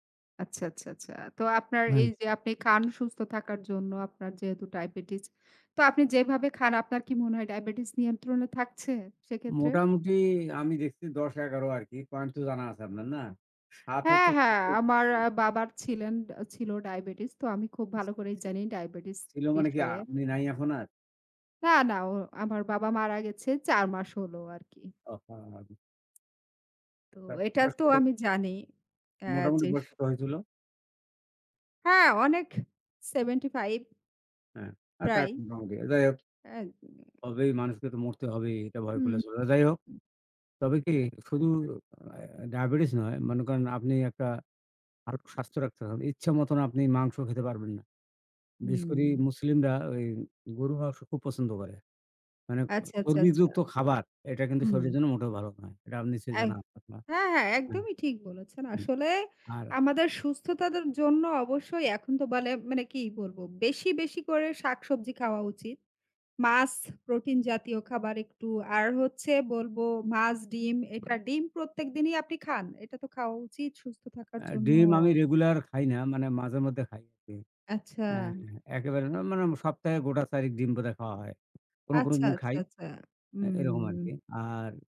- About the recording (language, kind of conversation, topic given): Bengali, unstructured, সুস্থ থাকার জন্য আপনি কী ধরনের খাবার খেতে পছন্দ করেন?
- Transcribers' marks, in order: unintelligible speech; tapping; unintelligible speech; unintelligible speech; "সুস্থতার" said as "সুস্থতাতার"